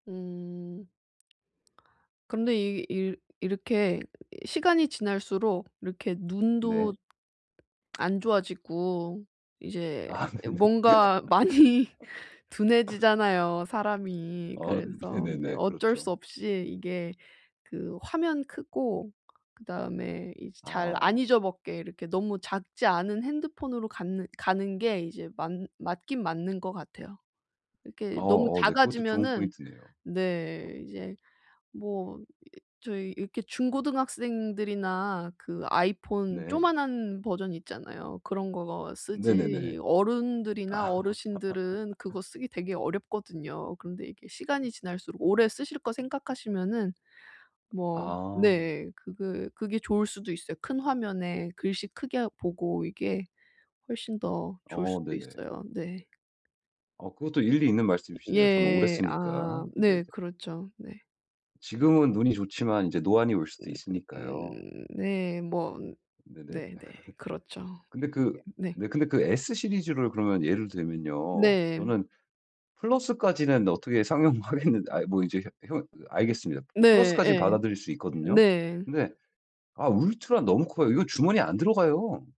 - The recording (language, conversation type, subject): Korean, advice, 쇼핑할 때 선택지가 너무 많아서 무엇을 사야 할지 모르겠을 때 어떻게 결정하면 좋을까요?
- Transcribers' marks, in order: other background noise; laughing while speaking: "많이"; laughing while speaking: "아 네네"; laugh; laughing while speaking: "아"; laughing while speaking: "아"; laugh; laugh; laughing while speaking: "상용하겠는데"